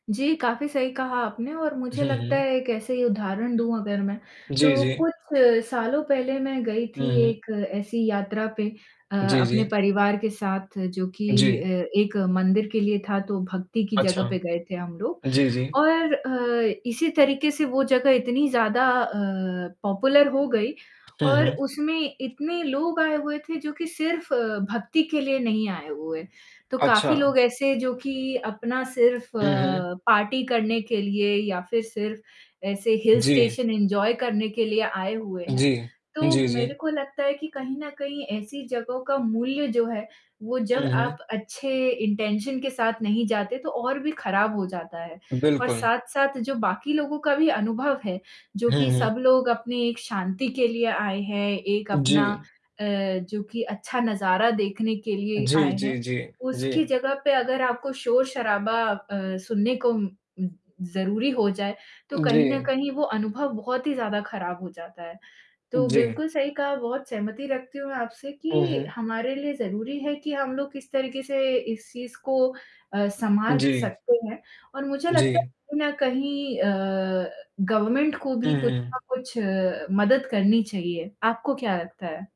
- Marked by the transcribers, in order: static; distorted speech; in English: "पॉपुलर"; in English: "पार्टी"; in English: "हिल स्टेशन एन्जॉय"; in English: "इंटेंशन"; in English: "गवर्नमेंट"
- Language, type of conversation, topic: Hindi, unstructured, क्या आपको लगता है कि पर्यटन स्थलों पर भीड़ बहुत ज़्यादा हो जाती है?
- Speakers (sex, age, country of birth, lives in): female, 25-29, India, France; male, 20-24, India, Finland